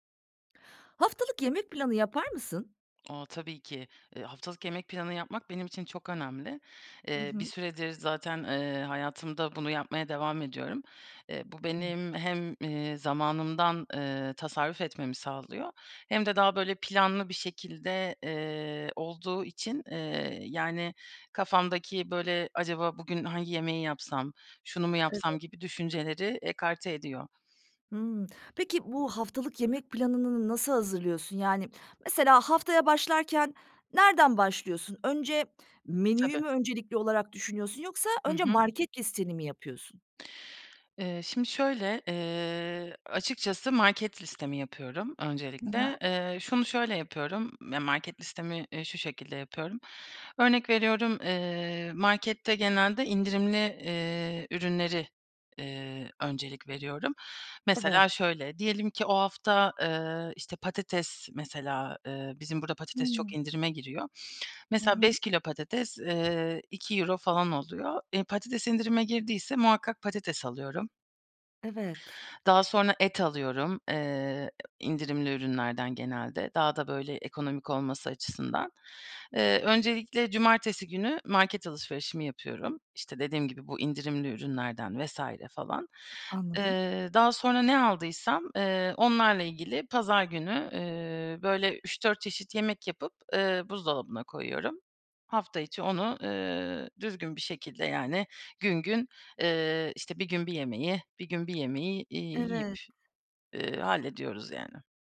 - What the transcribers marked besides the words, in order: other background noise; "planını" said as "planınını"; tapping
- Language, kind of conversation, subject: Turkish, podcast, Haftalık yemek planını nasıl hazırlıyorsun?